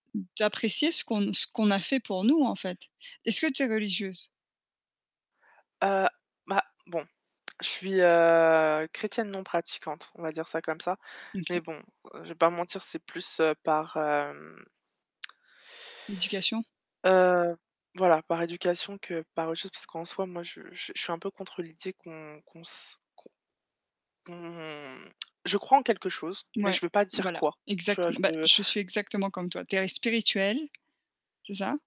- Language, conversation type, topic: French, unstructured, Quelle est la plus grande leçon que vous avez tirée sur l’importance de la gratitude ?
- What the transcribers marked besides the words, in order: tapping; static; tsk; tsk; tsk